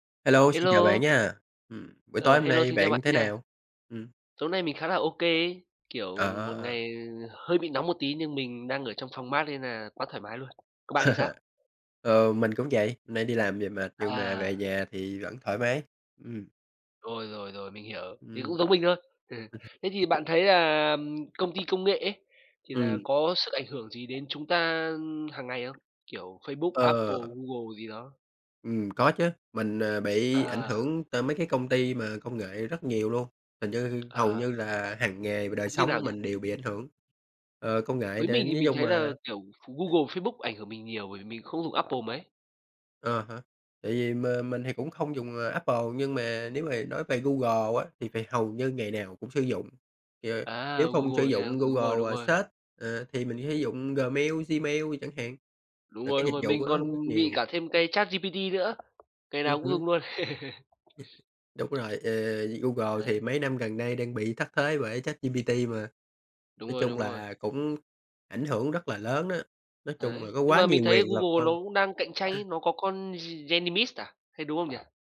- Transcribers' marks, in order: other background noise; tapping; chuckle; unintelligible speech; chuckle; other noise; in English: "search"; unintelligible speech; chuckle; chuckle
- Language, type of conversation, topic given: Vietnamese, unstructured, Các công ty công nghệ có đang nắm quá nhiều quyền lực trong đời sống hằng ngày không?